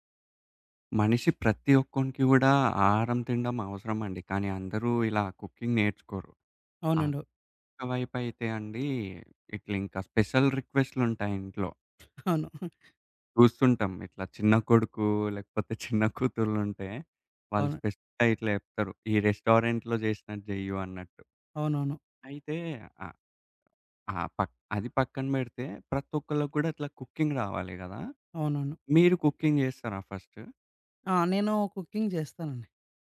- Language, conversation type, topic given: Telugu, podcast, సాధారణ పదార్థాలతో ఇంట్లోనే రెస్టారెంట్‌లాంటి రుచి ఎలా తీసుకురాగలరు?
- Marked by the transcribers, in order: in English: "కుకింగ్"; tapping; in English: "స్పెషల్"; other background noise; chuckle; in English: "రెస్టారెంట్‌లో"; in English: "కుకింగ్"; in English: "కుకింగ్"; in English: "ఫస్ట్?"; in English: "కుకింగ్"